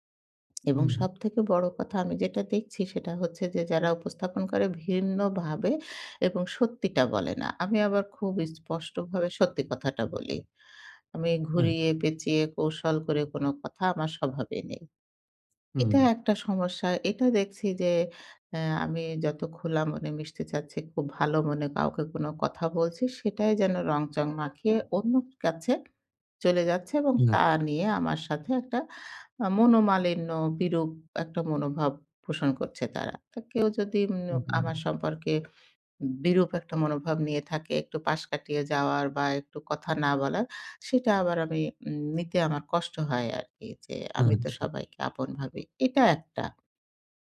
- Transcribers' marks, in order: tapping; horn
- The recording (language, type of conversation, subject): Bengali, advice, কর্মক্ষেত্রে নিজেকে আড়াল করে সবার সঙ্গে মানিয়ে চলার চাপ সম্পর্কে আপনি কীভাবে অনুভব করেন?